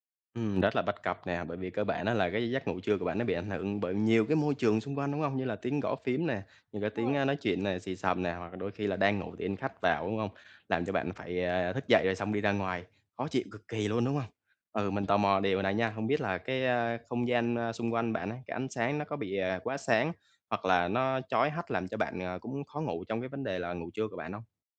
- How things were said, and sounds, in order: other background noise
- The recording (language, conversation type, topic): Vietnamese, advice, Làm sao để không cảm thấy uể oải sau khi ngủ ngắn?